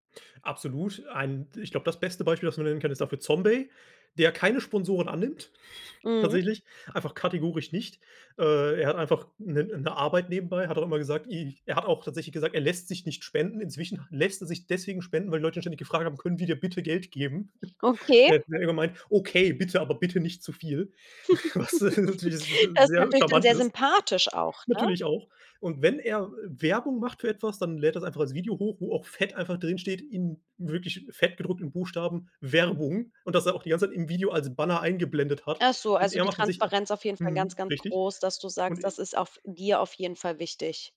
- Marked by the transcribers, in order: chuckle; giggle; giggle; laughing while speaking: "Was natürlich"; stressed: "sympathisch"; stressed: "fett"
- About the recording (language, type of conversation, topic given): German, podcast, Was macht für dich einen glaubwürdigen Influencer aus?